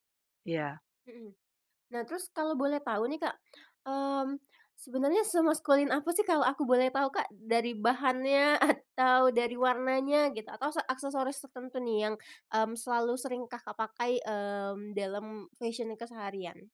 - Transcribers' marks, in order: laughing while speaking: "atau"
- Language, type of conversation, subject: Indonesian, podcast, Gaya berpakaian seperti apa yang paling menggambarkan dirimu, dan mengapa?